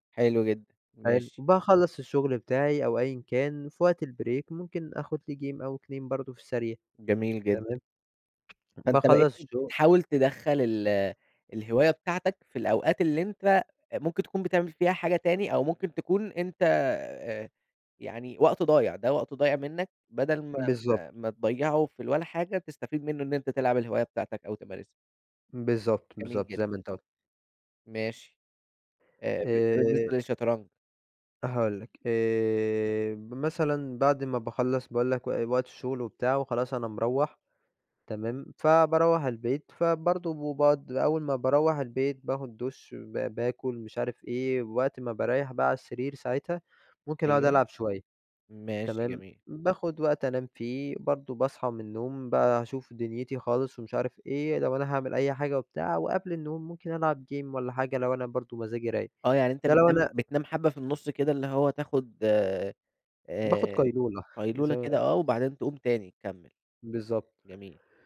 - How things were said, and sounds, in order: other background noise; in English: "البريك"; in English: "جيم"; tapping; in English: "game"; unintelligible speech
- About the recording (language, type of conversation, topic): Arabic, podcast, هل الهواية بتأثر على صحتك الجسدية أو النفسية؟